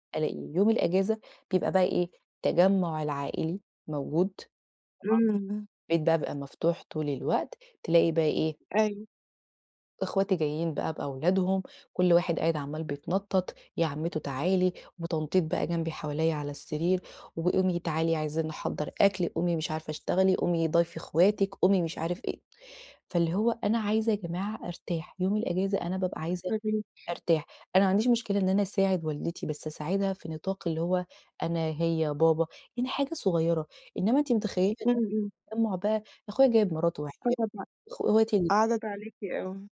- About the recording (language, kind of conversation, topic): Arabic, advice, ليه مش بعرف أسترخي وأستمتع بالمزيكا والكتب في البيت، وإزاي أبدأ؟
- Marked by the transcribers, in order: unintelligible speech; tapping; unintelligible speech; unintelligible speech